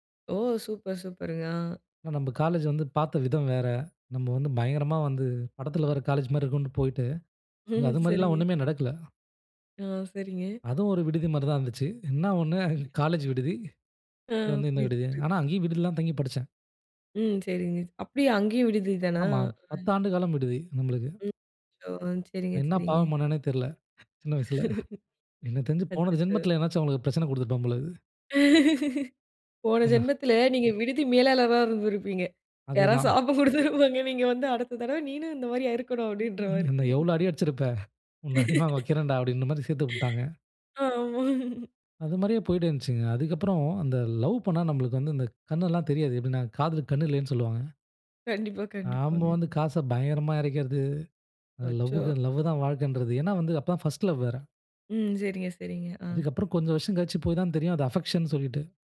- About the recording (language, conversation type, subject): Tamil, podcast, குடும்பம் உங்கள் முடிவுக்கு எப்படி பதிலளித்தது?
- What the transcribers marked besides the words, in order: laughing while speaking: "சரிங்க"; laughing while speaking: "அதுவும் ஒரு விடுதி மாரி தான் … தான் தங்கி படிச்சேன்"; other background noise; laughing while speaking: "ஆ, புரியுது, புரியுது"; unintelligible speech; laughing while speaking: "நான் என்ன பாவம் பண்ணேனே தெரியல … குடுத்திருப்பேன் போல இருக்கு"; laugh; laughing while speaking: "போன ஜென்மத்தில நீங்க விடுதி மேலாளரா … ஆயுருக்கனும் அப்டின்ற மாரி"; tapping; unintelligible speech; laughing while speaking: "என்ன எவ்ளோ அடி அடிச்சிருப்ப உன்ன அடி வாங்க வைக்கிறேன்டா. அப்டின்ற மாரி சேர்த்து விட்டாங்க"; laugh; laughing while speaking: "கண்டிப்பா. கண்டிப்பாங்க"; in English: "பர்ஸ்ட் லவ்"; "வருஷம்" said as "வர்ஷம்"; in English: "அஃபெக்ஷன்னு"